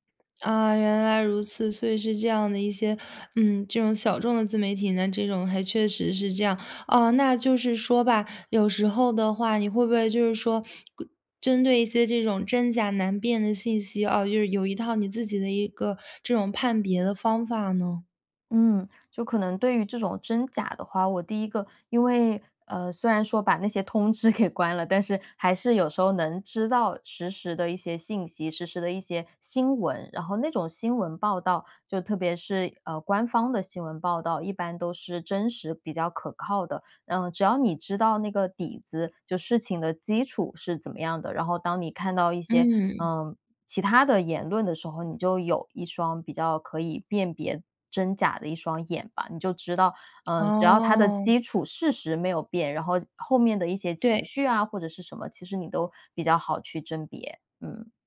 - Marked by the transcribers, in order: other background noise; laughing while speaking: "通知给关了"
- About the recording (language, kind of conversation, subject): Chinese, podcast, 你会用哪些方法来对抗手机带来的分心？